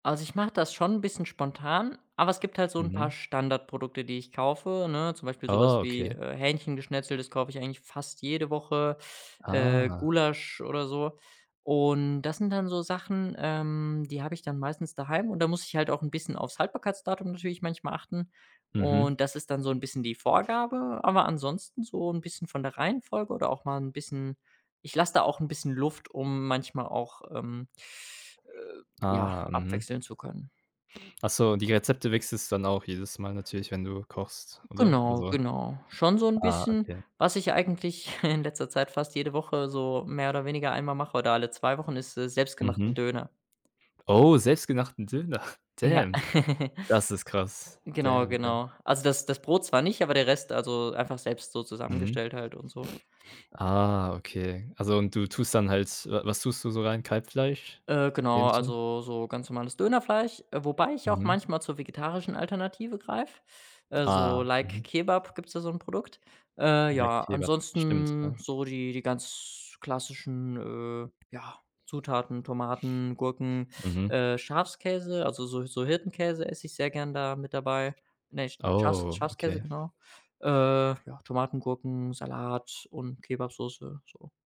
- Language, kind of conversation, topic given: German, podcast, Wie planst du deine Mahlzeiten, damit es nicht stressig wird?
- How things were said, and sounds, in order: drawn out: "Ah"; other background noise; tapping; snort; chuckle; in English: "damn"; in English: "damn, damn"